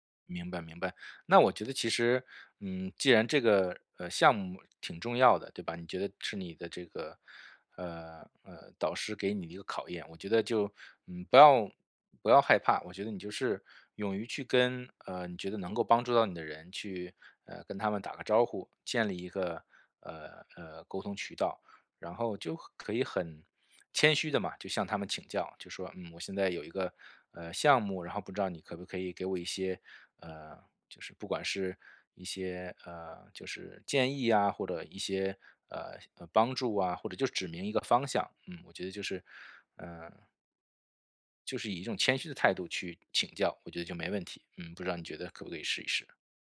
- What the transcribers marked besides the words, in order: none
- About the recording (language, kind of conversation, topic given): Chinese, advice, 在资金有限的情况下，我该如何确定资源分配的优先级？